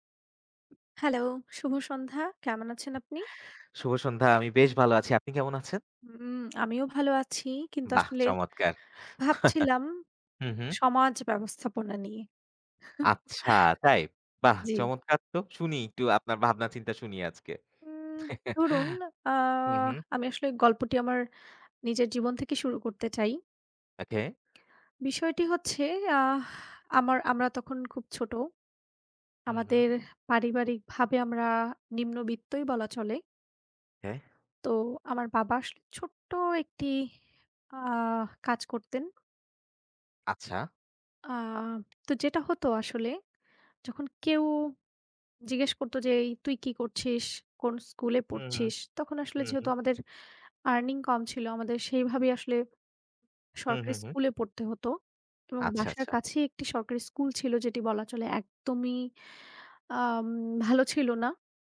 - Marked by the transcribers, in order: other background noise; tapping; chuckle; chuckle; chuckle; in English: "earning"
- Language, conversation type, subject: Bengali, unstructured, আপনি কি মনে করেন সমাজ মানুষকে নিজের পরিচয় প্রকাশ করতে বাধা দেয়, এবং কেন?